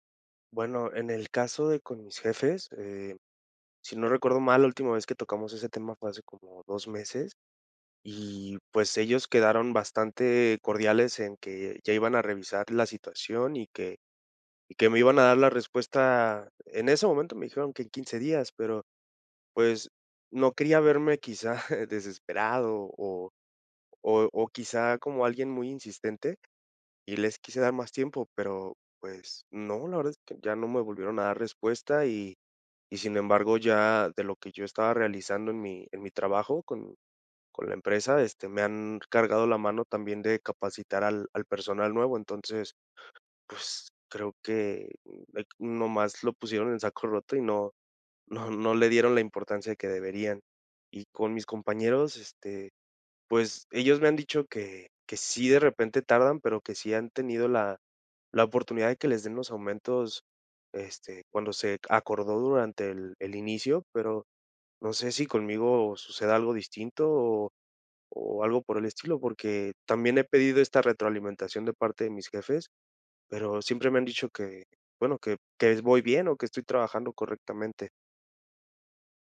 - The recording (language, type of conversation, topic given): Spanish, advice, ¿Cómo puedo pedir con confianza un aumento o reconocimiento laboral?
- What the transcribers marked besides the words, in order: laughing while speaking: "quizá"; other background noise; laughing while speaking: "no"